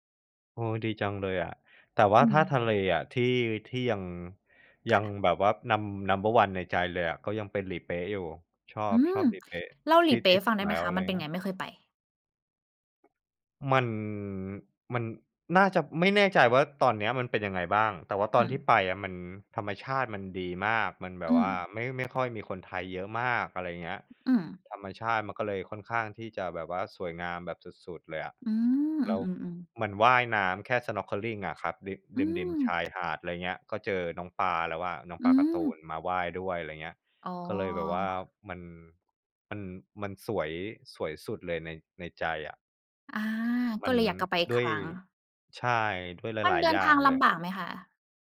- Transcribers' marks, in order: in English: "num number one"; tapping; other background noise; drawn out: "มัน"
- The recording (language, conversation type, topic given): Thai, unstructured, สถานที่ไหนที่คุณอยากกลับไปอีกครั้ง และเพราะอะไร?